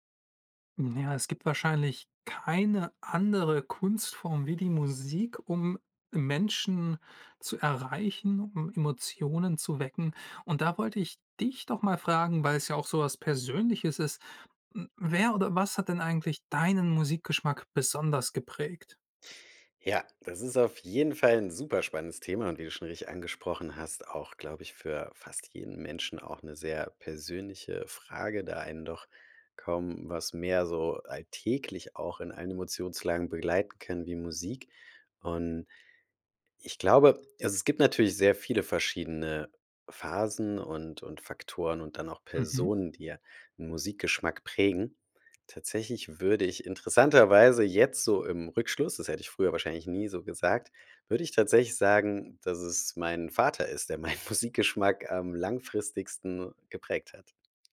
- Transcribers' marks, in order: chuckle; other background noise
- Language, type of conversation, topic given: German, podcast, Wer oder was hat deinen Musikgeschmack geprägt?